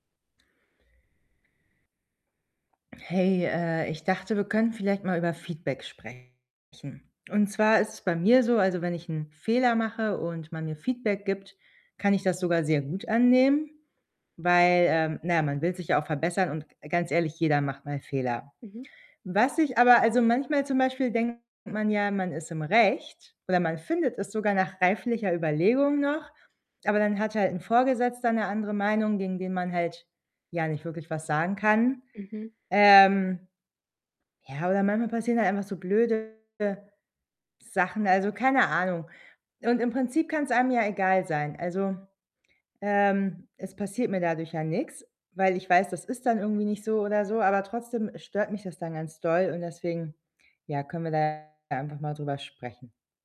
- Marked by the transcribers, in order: distorted speech; background speech; other background noise; tapping
- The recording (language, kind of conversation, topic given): German, advice, Wie kann ich Feedback annehmen, ohne mich persönlich verletzt zu fühlen?